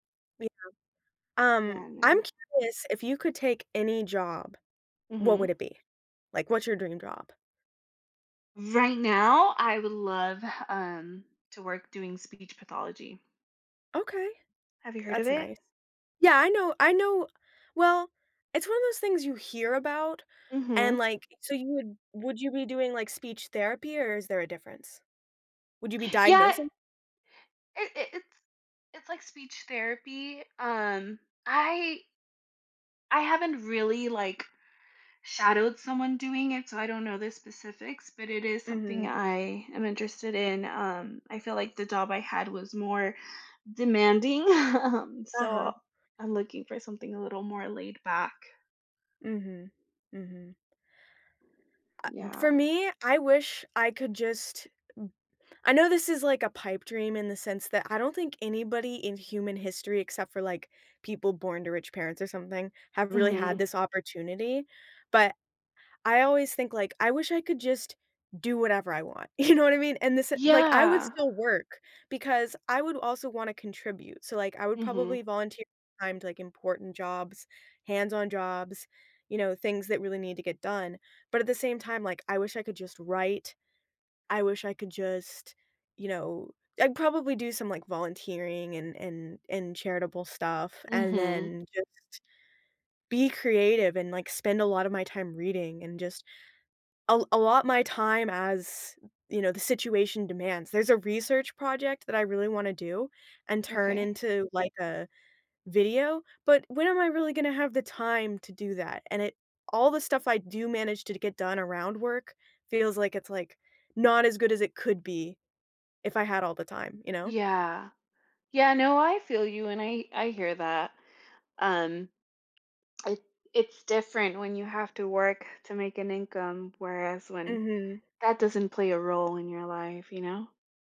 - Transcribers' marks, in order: tapping; chuckle; laughing while speaking: "um"; other background noise; laughing while speaking: "You"; swallow
- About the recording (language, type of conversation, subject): English, unstructured, Do you prefer working from home or working in an office?